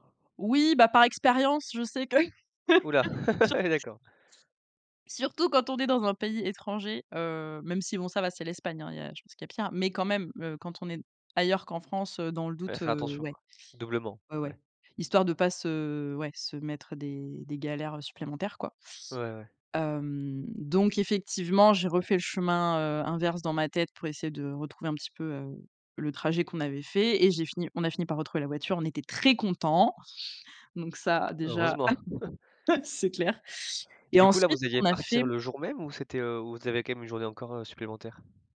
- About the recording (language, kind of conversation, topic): French, podcast, Te souviens-tu d’un voyage qui t’a vraiment marqué ?
- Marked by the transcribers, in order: chuckle; laugh; stressed: "très"; chuckle